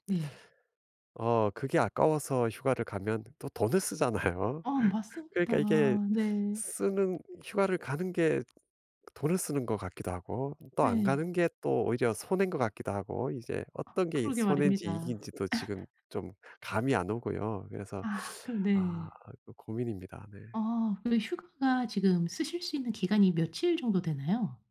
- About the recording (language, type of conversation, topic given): Korean, advice, 이번 휴가 계획과 평소 업무를 어떻게 균형 있게 조율할 수 있을까요?
- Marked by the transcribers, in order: laughing while speaking: "쓰잖아요"; tapping; laugh; teeth sucking